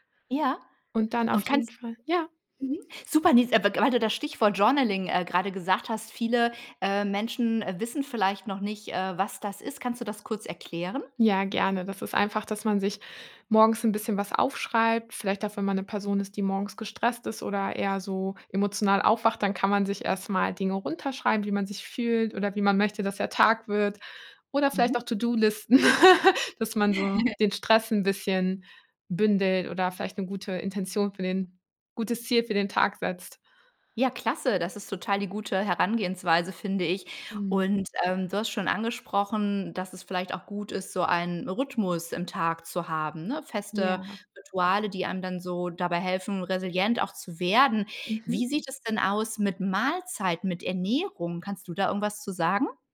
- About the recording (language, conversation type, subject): German, podcast, Wie gehst du mit saisonalen Stimmungen um?
- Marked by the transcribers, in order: in English: "Journaling"; chuckle; laugh